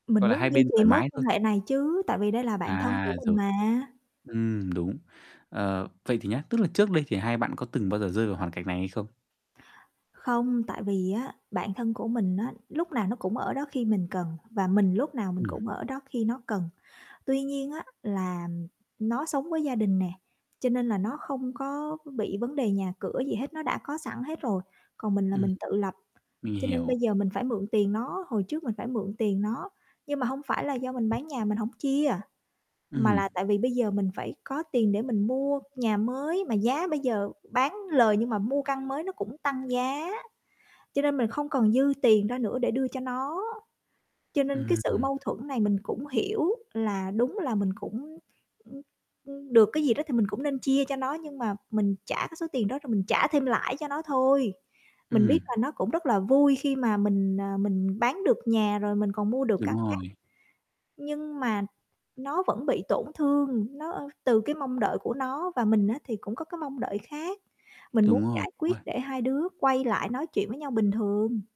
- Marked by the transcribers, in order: static; distorted speech; tapping; other background noise
- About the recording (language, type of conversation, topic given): Vietnamese, advice, Làm sao để giữ bình tĩnh khi mâu thuẫn với bạn thân để không làm tổn thương nhau?